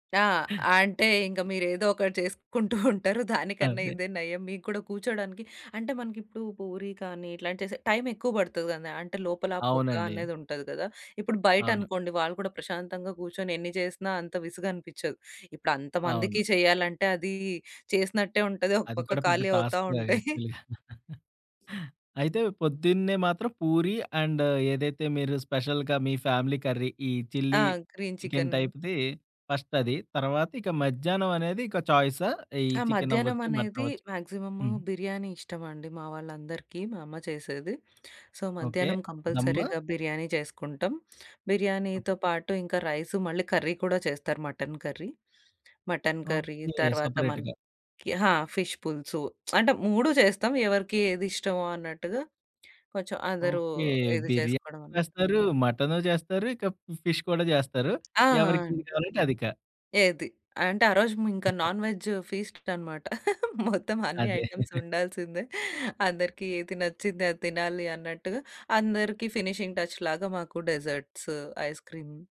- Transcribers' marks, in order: chuckle; in English: "టాస్క్"; chuckle; in English: "యాక్ట్చువల్లీ"; laugh; in English: "అండ్"; in English: "స్పెషల్‌గా"; in English: "ఫ్యామిలీ కర్రీ"; tapping; in English: "గ్రీన్ చికెన్"; in English: "చిల్లి చికెన్ టైప్‌ది"; other background noise; in English: "సో"; in English: "కర్రీ"; in English: "కర్రీ"; in English: "సెపరేట్‌గా"; in English: "కర్రీ"; in English: "ఫిష్"; lip smack; in English: "ఫిష్"; unintelligible speech; in English: "నాన్‌వెజ్ ఫీస్ట్"; chuckle; in English: "ఐటెమ్స్"; chuckle; in English: "ఫినిషింగ్ టచ్"; in English: "డిజర్ట్స్"
- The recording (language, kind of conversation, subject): Telugu, podcast, పండుగల కోసం పెద్దగా వంట చేస్తే ఇంట్లో పనులను ఎలా పంచుకుంటారు?